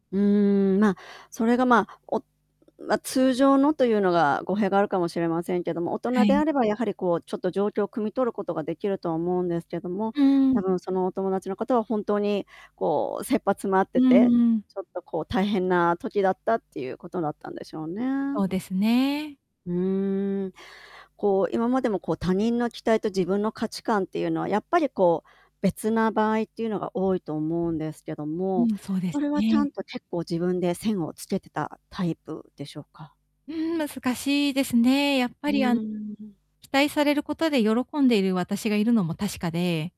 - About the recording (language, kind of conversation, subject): Japanese, advice, 期待に応えられないときの罪悪感に、どう対処すれば気持ちが楽になりますか？
- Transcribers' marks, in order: distorted speech